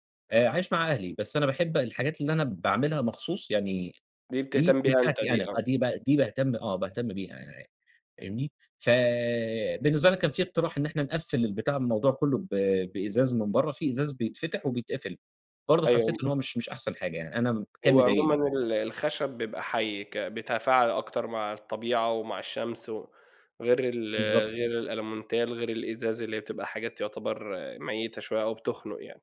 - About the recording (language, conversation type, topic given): Arabic, podcast, إزاي تستغل المساحات الضيّقة في البيت؟
- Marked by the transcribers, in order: other background noise; unintelligible speech; unintelligible speech